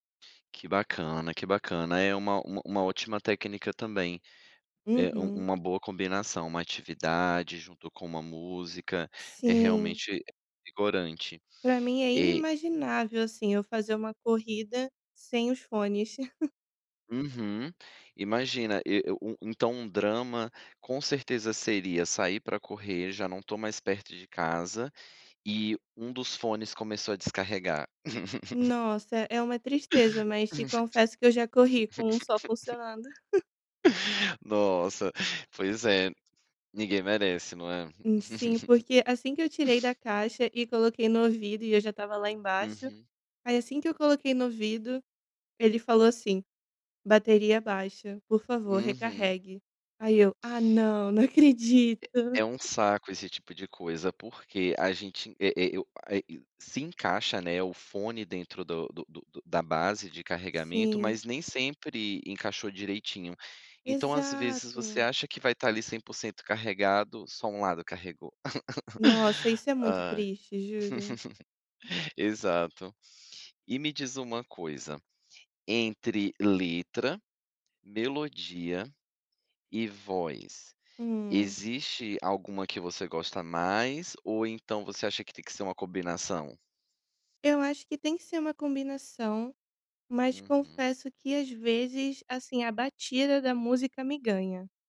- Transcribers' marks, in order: chuckle; laugh; chuckle; laugh; tapping; laugh
- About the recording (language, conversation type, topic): Portuguese, podcast, Que papel a música desempenha no seu refúgio emocional?